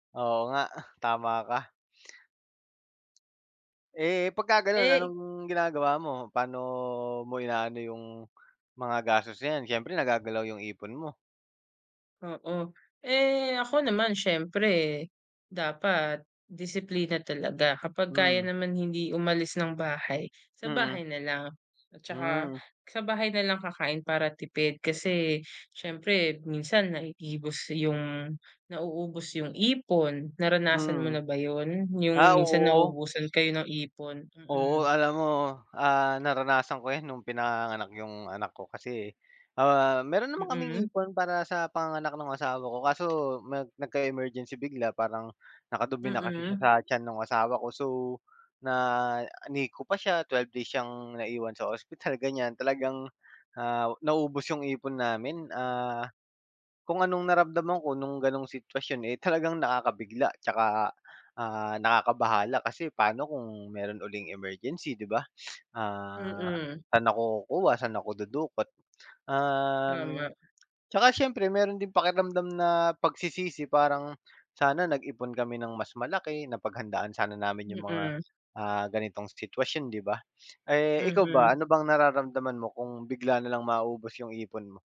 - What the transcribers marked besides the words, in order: drawn out: "Pa'no"; "nauubos" said as "naiibos"; other background noise; sniff; tapping
- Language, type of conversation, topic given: Filipino, unstructured, Ano ang pakiramdam mo kapag biglang naubos ang ipon mo?